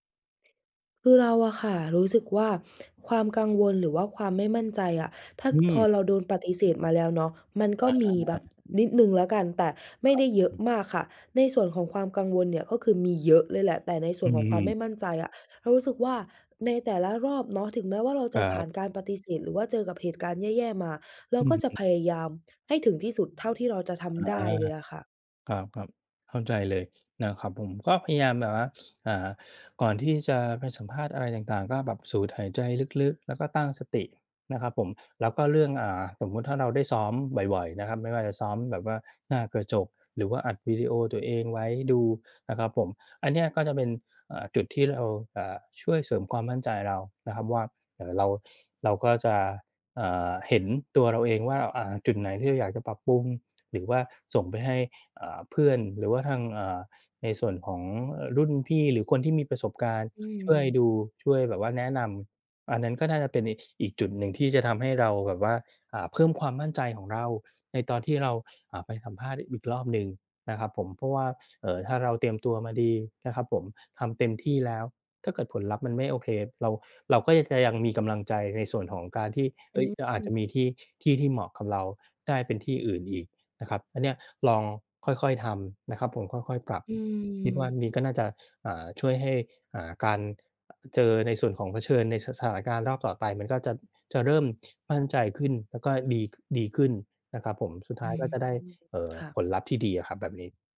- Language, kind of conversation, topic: Thai, advice, คุณกังวลว่าจะถูกปฏิเสธหรือทำผิดจนคนอื่นตัดสินคุณใช่ไหม?
- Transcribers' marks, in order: other background noise; tapping